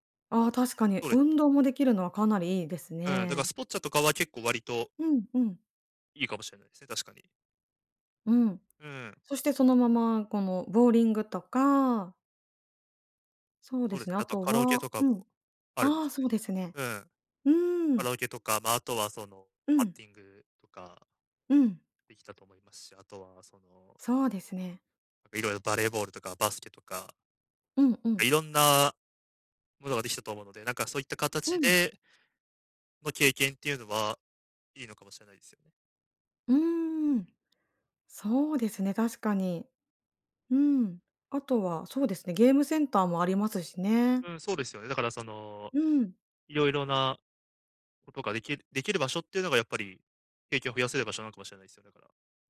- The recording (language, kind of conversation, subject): Japanese, advice, 簡素な生活で経験を増やすにはどうすればよいですか？
- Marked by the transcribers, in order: other background noise; tapping